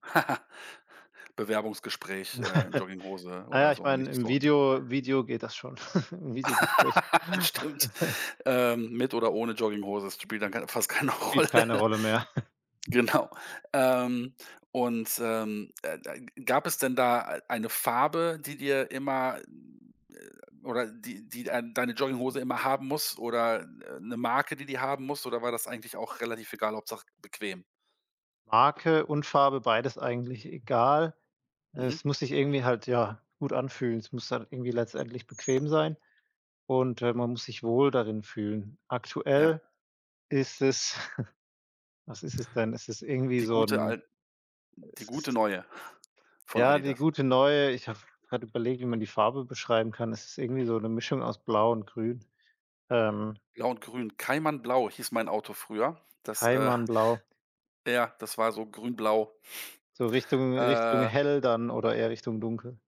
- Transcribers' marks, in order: chuckle; chuckle; other background noise; laugh; chuckle; laughing while speaking: "keine Rolle"; laugh; chuckle; tapping; chuckle; chuckle
- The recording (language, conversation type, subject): German, podcast, Was ist dein Lieblingsstück, und warum ist es dir so wichtig?